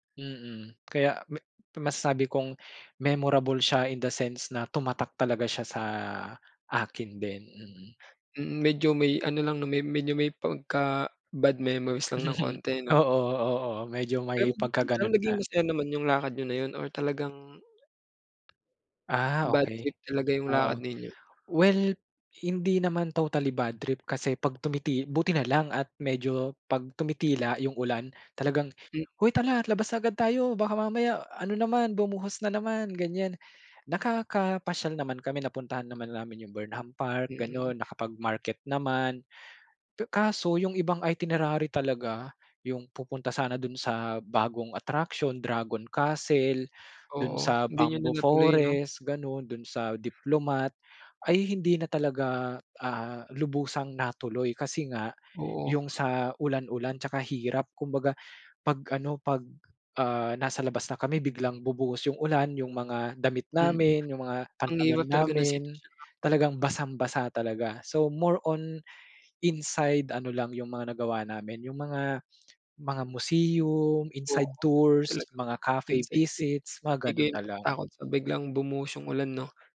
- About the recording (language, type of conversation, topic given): Filipino, podcast, Maaari mo bang ikuwento ang paborito mong alaala sa paglalakbay?
- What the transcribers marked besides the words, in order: tapping; chuckle; other background noise